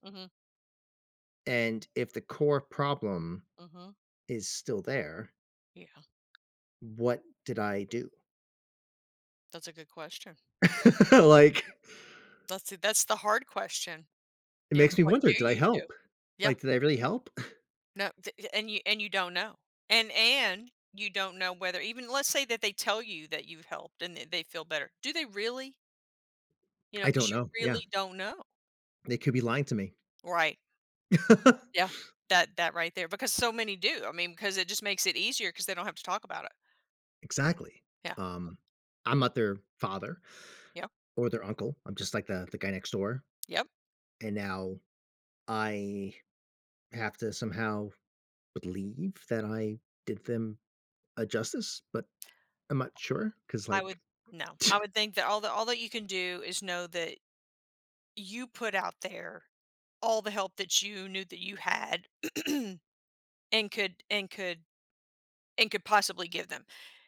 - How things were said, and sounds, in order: tapping; laugh; scoff; laugh; other background noise; scoff; throat clearing
- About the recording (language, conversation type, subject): English, unstructured, Does talking about feelings help mental health?
- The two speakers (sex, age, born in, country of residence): female, 55-59, United States, United States; male, 40-44, United States, United States